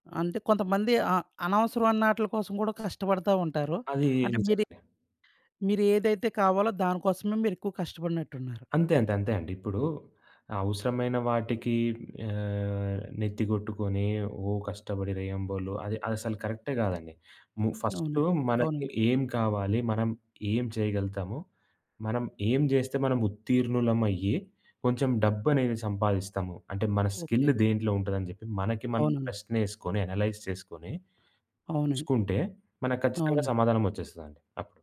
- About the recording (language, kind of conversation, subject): Telugu, podcast, అనుకోని దారిలో నడిచినప్పుడు మీరు కనుగొన్న రహస్యం ఏమిటి?
- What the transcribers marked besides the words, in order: in English: "స్కిల్"; in English: "అనలైజ్"